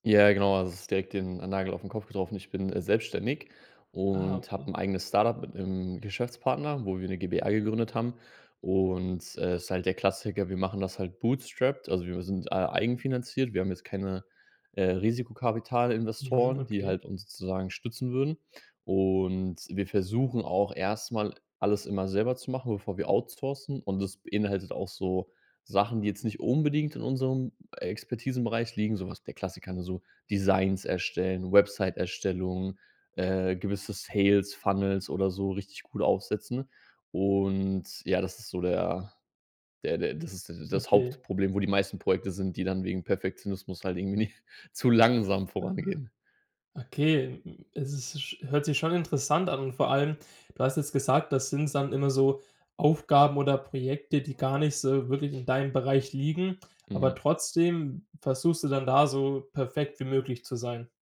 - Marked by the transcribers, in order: in English: "bootstrapped"; in English: "outsourcen"; stressed: "unbedingt"; in English: "Sales Funnels"; laughing while speaking: "ni"; other background noise
- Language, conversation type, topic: German, advice, Wie kann ich verhindern, dass mich Perfektionismus davon abhält, wichtige Projekte abzuschließen?